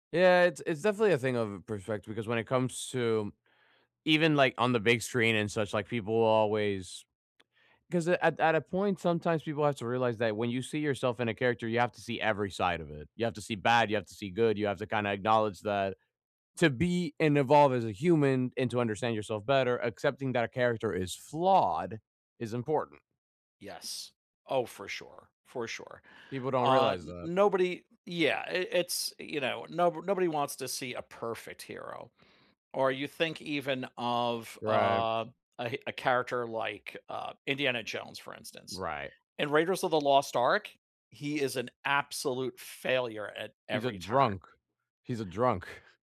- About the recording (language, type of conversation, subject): English, unstructured, How do characters in stories help us understand ourselves better?
- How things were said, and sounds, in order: stressed: "flawed"; other background noise; tapping; laughing while speaking: "drunk"